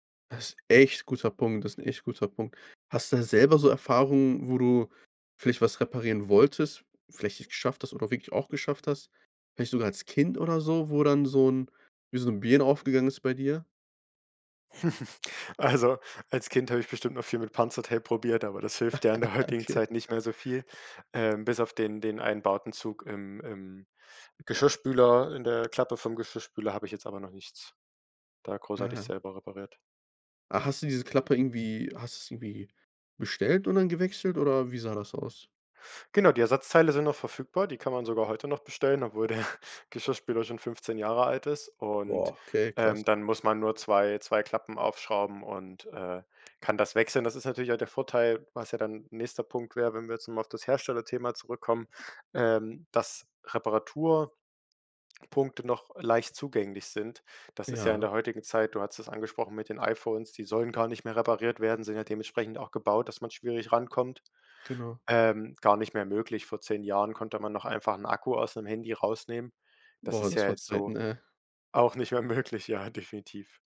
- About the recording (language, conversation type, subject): German, podcast, Was hältst du davon, Dinge zu reparieren, statt sie wegzuwerfen?
- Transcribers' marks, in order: other background noise; chuckle; laughing while speaking: "Also"; chuckle; laughing while speaking: "der"; laughing while speaking: "möglich, ja"